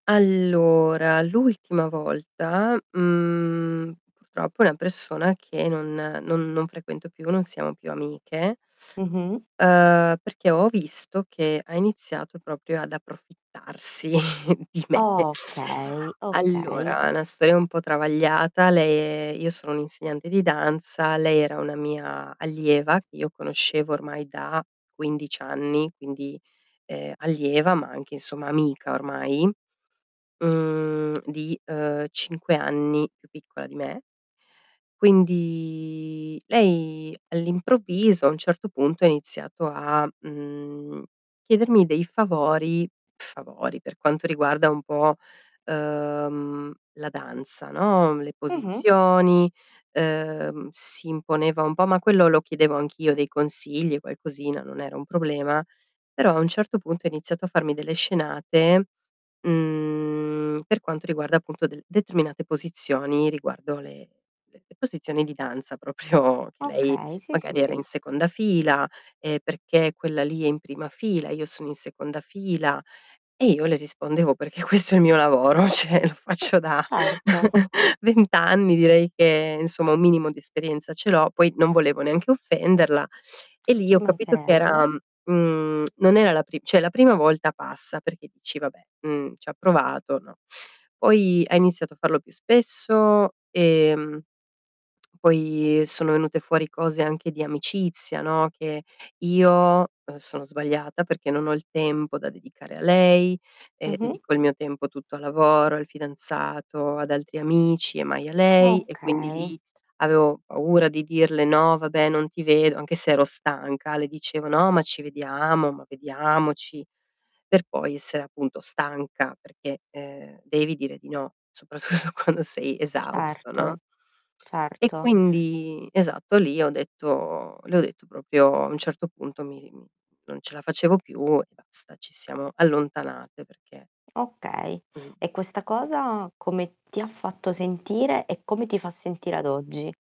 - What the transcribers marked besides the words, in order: teeth sucking; tapping; chuckle; other background noise; static; tsk; drawn out: "Quindi"; laughing while speaking: "proprio"; laughing while speaking: "ceh lo faccio da vent anni direi"; "Cioè" said as "ceh"; tongue click; "cioè" said as "ceh"; tongue click; tsk; laughing while speaking: "soprattutto quando sei"; tsk; "proprio" said as "propio"
- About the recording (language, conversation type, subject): Italian, advice, Come posso imparare a dire di no senza paura di deludere gli altri?
- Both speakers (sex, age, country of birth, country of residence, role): female, 30-34, Italy, Italy, advisor; female, 35-39, Latvia, Italy, user